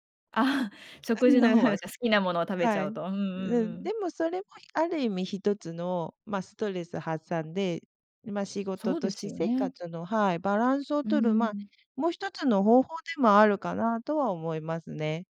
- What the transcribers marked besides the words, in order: laughing while speaking: "あっ"; laugh
- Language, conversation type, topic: Japanese, podcast, 普段、仕事と私生活のバランスをどのように取っていますか？